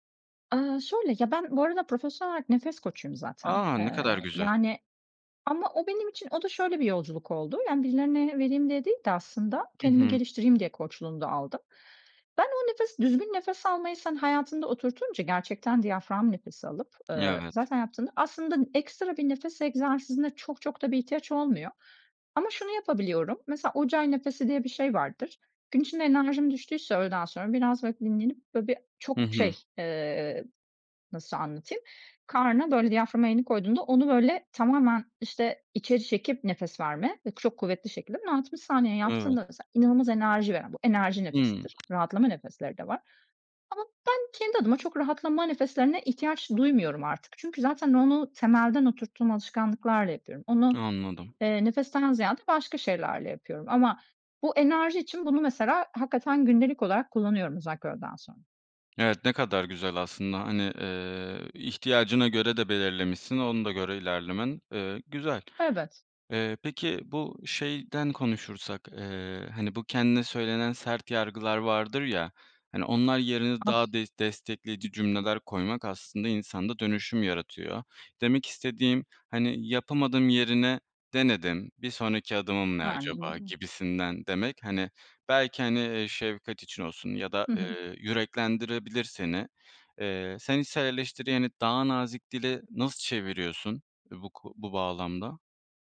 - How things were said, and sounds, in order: other background noise; tapping; unintelligible speech; "eleştirilerini" said as "eleştiriyeni"
- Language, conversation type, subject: Turkish, podcast, Kendine şefkat göstermek için neler yapıyorsun?